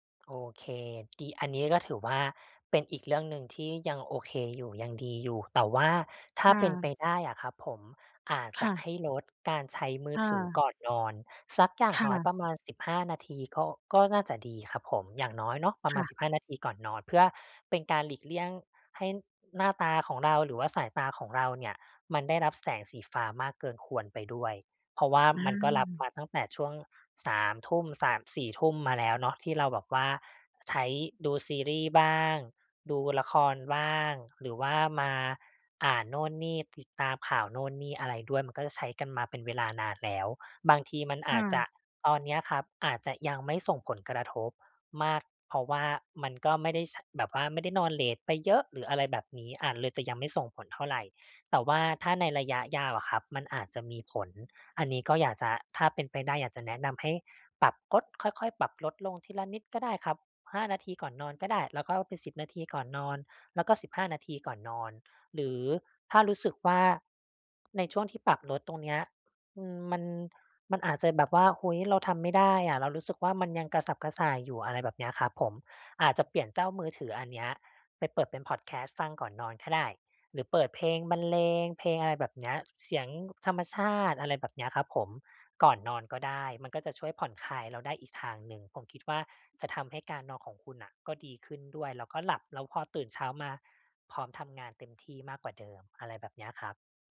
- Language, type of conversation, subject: Thai, advice, จะจัดการเวลาว่างที่บ้านอย่างไรให้สนุกและได้พักผ่อนโดยไม่เบื่อ?
- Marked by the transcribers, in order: tapping; other background noise